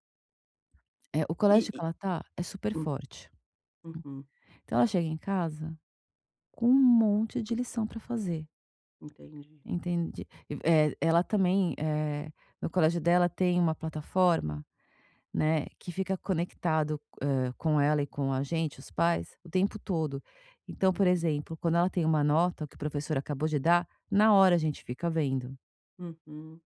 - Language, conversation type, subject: Portuguese, advice, Como posso manter minhas convicções quando estou sob pressão do grupo?
- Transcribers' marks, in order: tapping